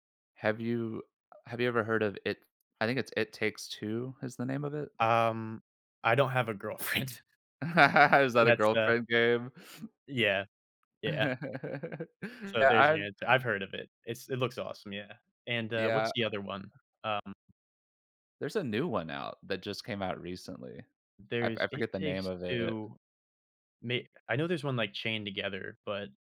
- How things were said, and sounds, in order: laughing while speaking: "girlfriend"; chuckle; tapping; chuckle
- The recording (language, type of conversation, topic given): English, unstructured, How do in-person and online games shape our social experiences differently?
- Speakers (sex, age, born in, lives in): male, 20-24, United States, United States; male, 30-34, United States, United States